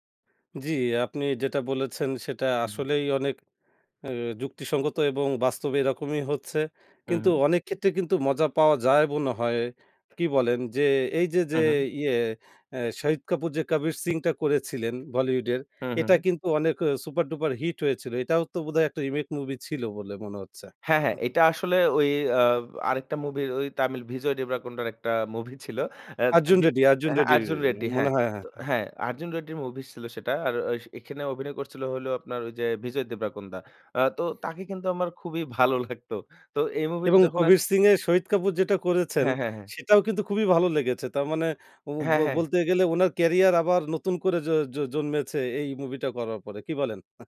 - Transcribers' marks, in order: tapping; scoff
- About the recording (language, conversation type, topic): Bengali, podcast, রিমেক কি ভালো, না খারাপ—আপনি কেন এমন মনে করেন?